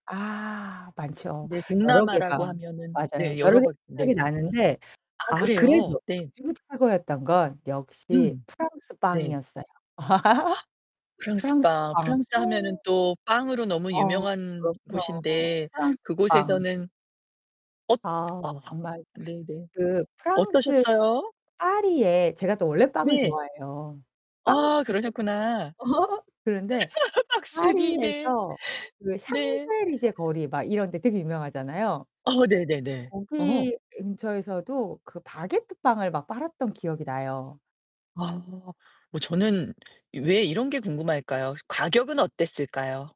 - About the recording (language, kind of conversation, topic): Korean, podcast, 가장 인상 깊었던 현지 음식은 뭐였어요?
- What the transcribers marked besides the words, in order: distorted speech; other background noise; gasp; laugh; tapping; laugh; laughing while speaking: "빵순이 네. 네"